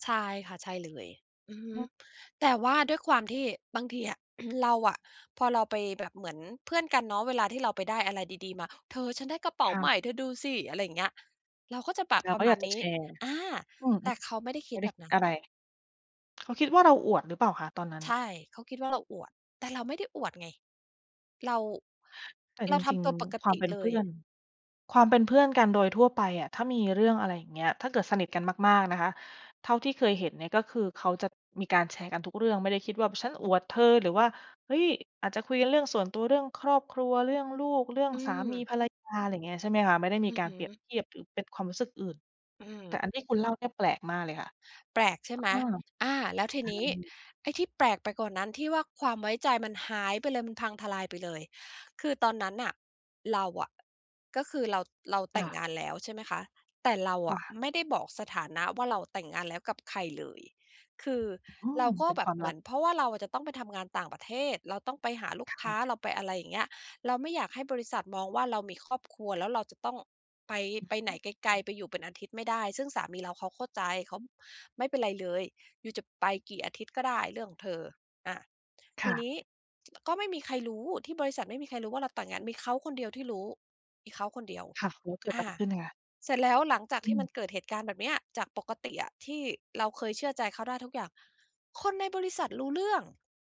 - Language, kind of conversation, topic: Thai, podcast, เมื่อความไว้ใจหายไป ควรเริ่มฟื้นฟูจากตรงไหนก่อน?
- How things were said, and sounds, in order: throat clearing; stressed: "หาย"; other background noise